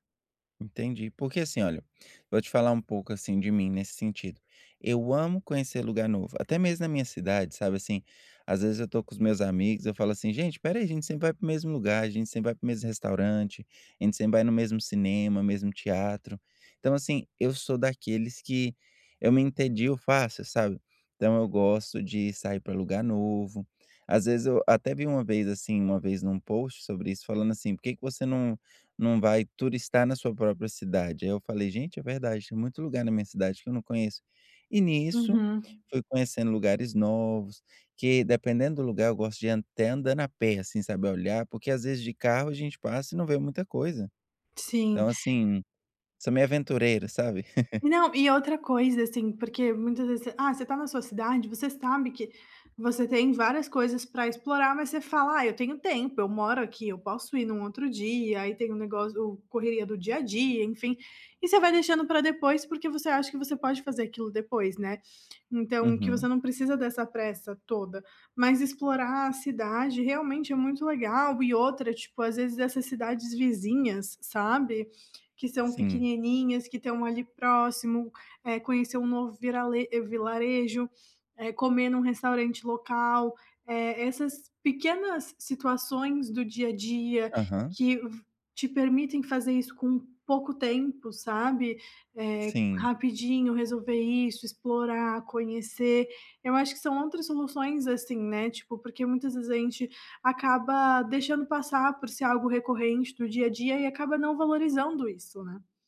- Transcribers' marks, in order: tapping; chuckle
- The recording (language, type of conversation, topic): Portuguese, advice, Como posso explorar lugares novos quando tenho pouco tempo livre?